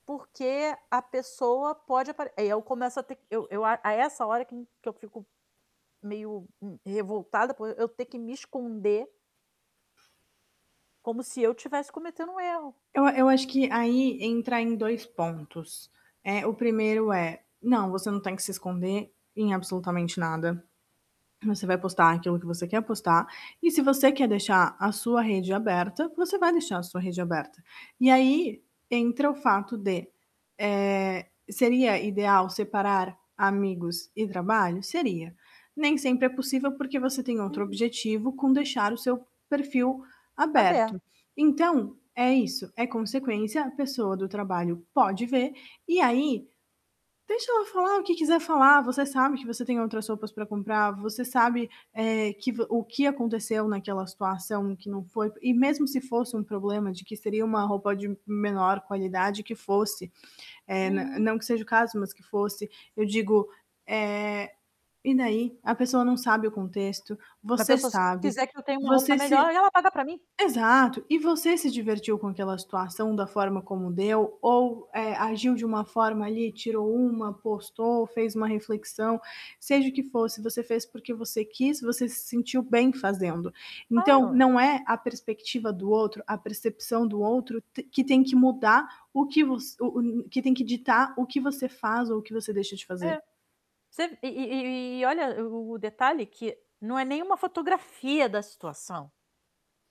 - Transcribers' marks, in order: other background noise; static; throat clearing; tapping; mechanical hum
- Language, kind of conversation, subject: Portuguese, advice, Como posso mostrar meu eu verdadeiro online sem me expor demais?